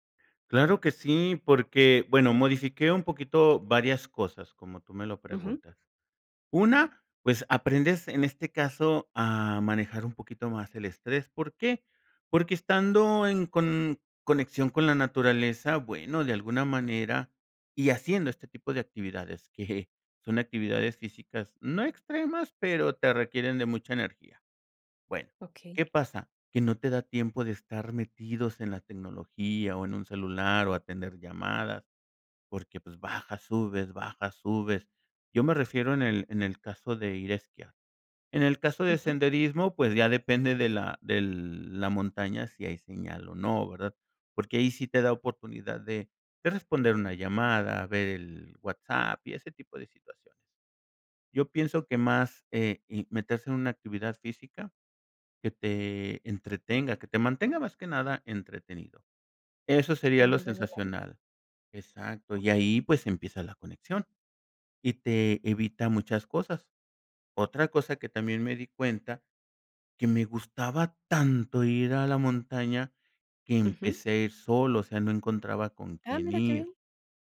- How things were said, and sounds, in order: laughing while speaking: "que"; other background noise
- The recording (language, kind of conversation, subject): Spanish, podcast, ¿Qué momento en la naturaleza te dio paz interior?